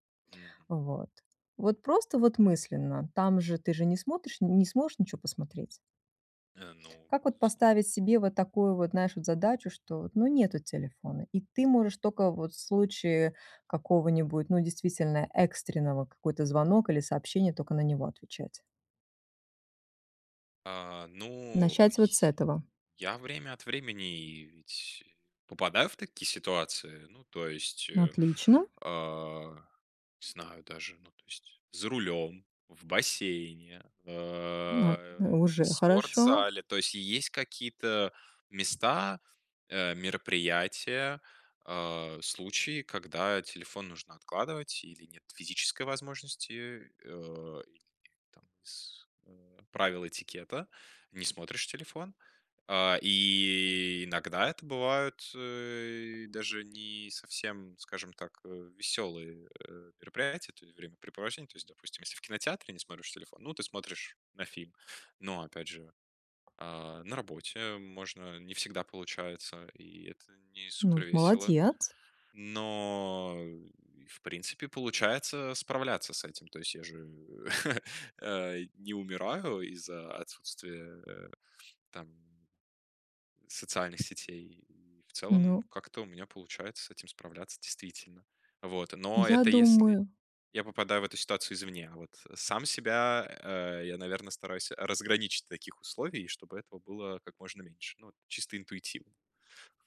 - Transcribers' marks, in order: other background noise; unintelligible speech; tapping; chuckle
- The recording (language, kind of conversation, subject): Russian, advice, Как мне справляться с частыми переключениями внимания и цифровыми отвлечениями?